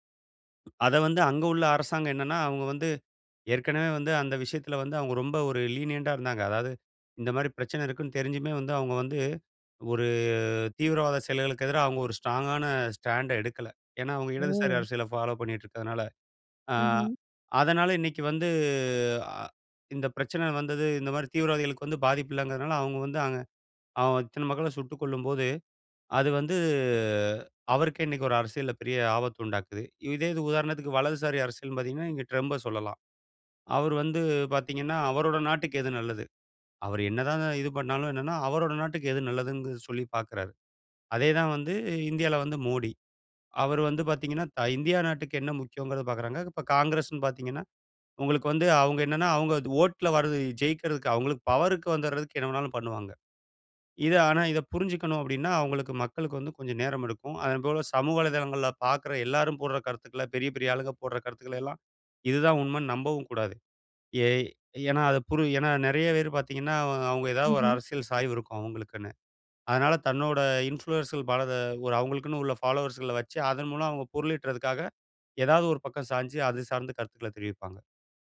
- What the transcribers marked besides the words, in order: other noise; in English: "லீனியன்ட்டா"; in English: "ஸ்ட்ராங்கான ஸ்டாண்ட்ட"; surprised: "ஓ!"; in English: "இன்ஃப்ளூயர்ஸ"; in English: "ஃபாலோவர்ஸ்கள"
- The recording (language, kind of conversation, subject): Tamil, podcast, செய்தி ஊடகங்கள் நம்பகமானவையா?